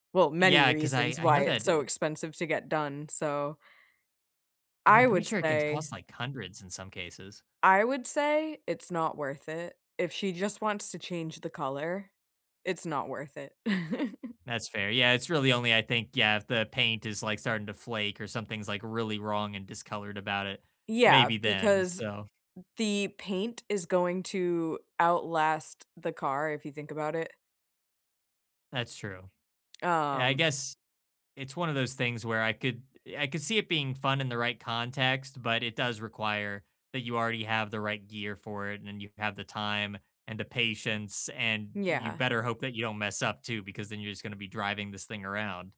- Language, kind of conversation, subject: English, unstructured, How do your style, spaces, and belongings tell your story?
- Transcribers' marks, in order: other background noise; chuckle